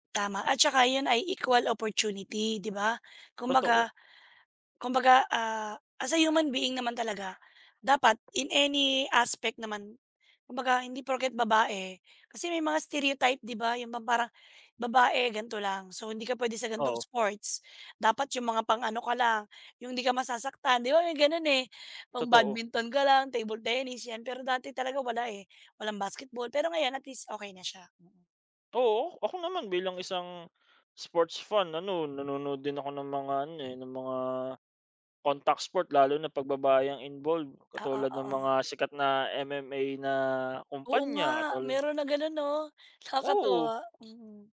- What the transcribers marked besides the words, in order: in English: "equal opportunity"; in English: "stereotype"; in English: "contact sport"; other background noise
- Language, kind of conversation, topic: Filipino, unstructured, Sa palagay mo, may diskriminasyon ba sa palakasan laban sa mga babae?